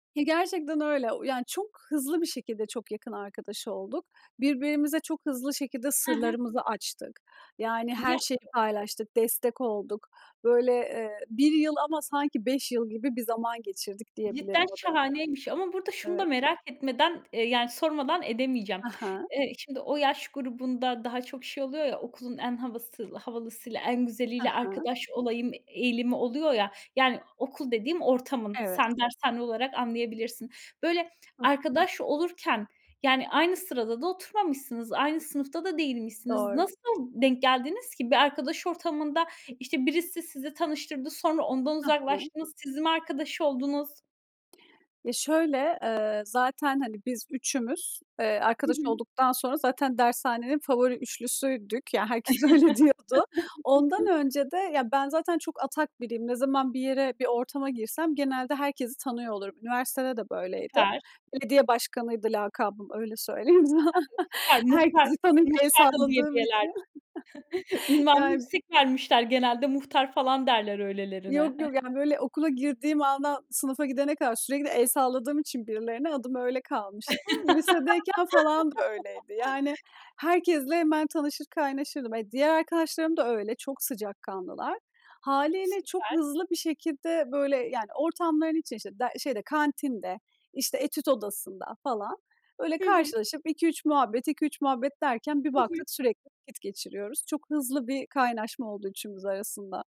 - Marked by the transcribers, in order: other background noise; tapping; laughing while speaking: "öyle diyordu"; chuckle; unintelligible speech; laughing while speaking: "sana. Herkesi tanıyıp el salladığım için"; chuckle; laugh
- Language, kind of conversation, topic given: Turkish, podcast, İyi bir arkadaş olmanın en önemli yönü sence nedir?